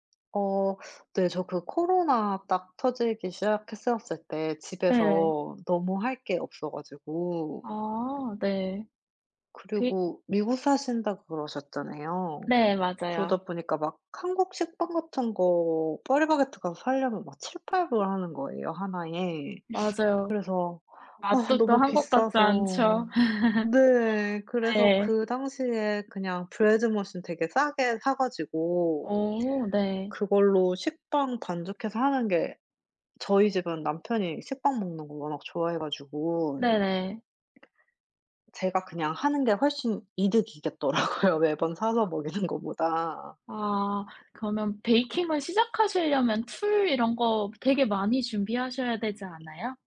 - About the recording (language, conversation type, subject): Korean, unstructured, 가족과 함께 즐겨 먹는 음식은 무엇인가요?
- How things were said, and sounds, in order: tapping; other background noise; laugh; in English: "Bread Machine"; laughing while speaking: "이득이겠더라고요"; unintelligible speech; laughing while speaking: "먹이는"